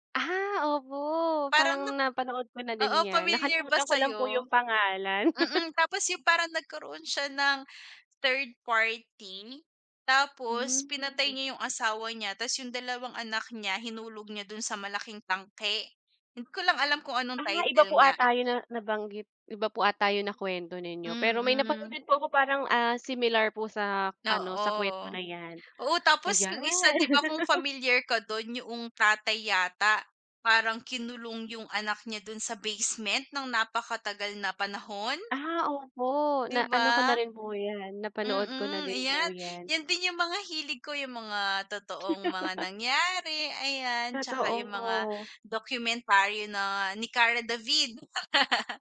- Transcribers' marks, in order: chuckle; in English: "third party"; laugh; other background noise; laugh; laugh
- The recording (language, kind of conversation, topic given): Filipino, unstructured, Ano ang hilig mong gawin kapag may libreng oras ka?